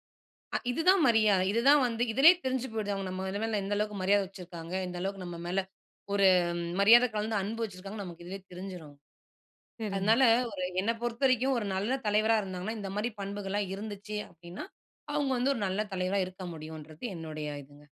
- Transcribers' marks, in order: none
- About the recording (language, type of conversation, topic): Tamil, podcast, நல்ல தலைவராக இருப்பதற்கு எந்த பண்புகள் முக்கியமானவை என்று நீங்கள் நினைக்கிறீர்கள்?